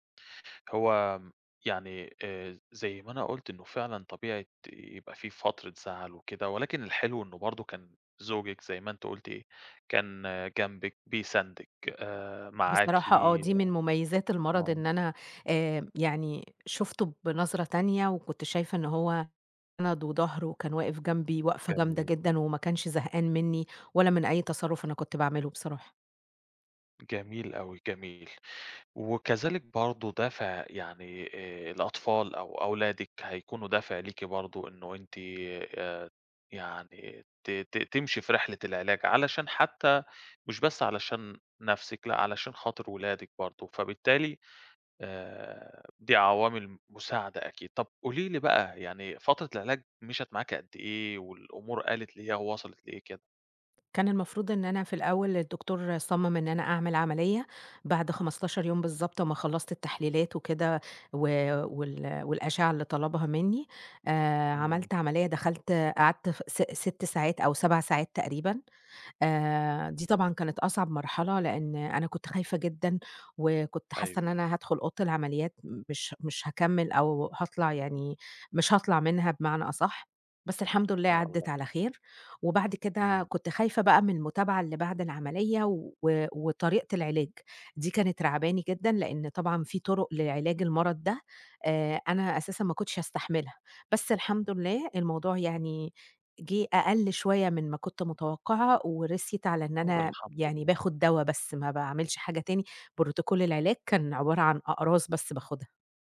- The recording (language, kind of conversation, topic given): Arabic, advice, إزاي بتتعامل مع المرض اللي بقاله معاك فترة ومع إحساسك إنك تايه ومش عارف هدفك في الحياة؟
- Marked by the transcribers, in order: in English: "Protocol"